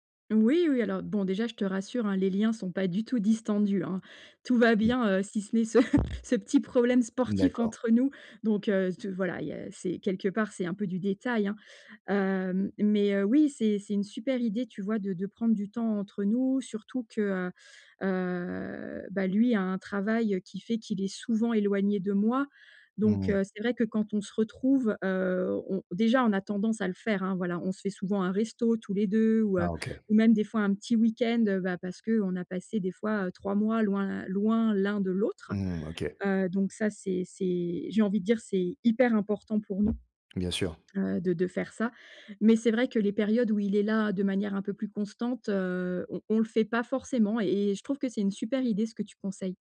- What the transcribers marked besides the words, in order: other background noise; drawn out: "heu"; stressed: "moi"; tapping
- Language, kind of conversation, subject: French, advice, Dire ses besoins sans honte